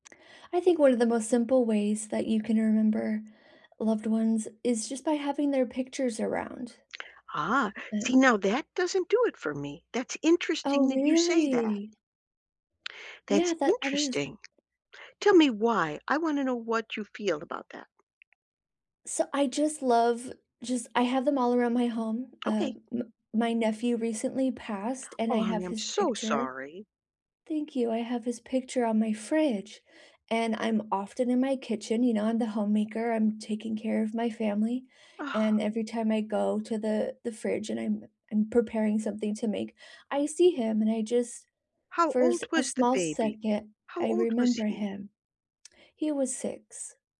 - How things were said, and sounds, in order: drawn out: "really?"; other background noise; tapping; sigh
- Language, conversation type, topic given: English, unstructured, What are some simple ways to remember a loved one who has passed away?